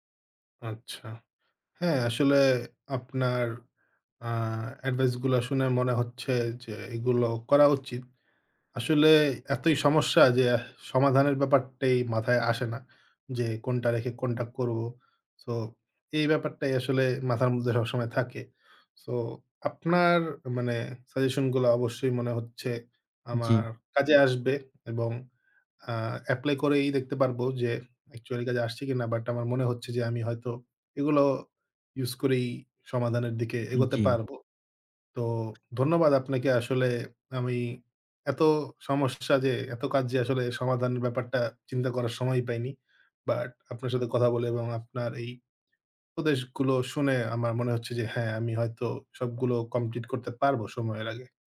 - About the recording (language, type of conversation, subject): Bengali, advice, আপনি কেন বারবার কাজ পিছিয়ে দেন?
- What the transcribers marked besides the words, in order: sigh; tapping; other background noise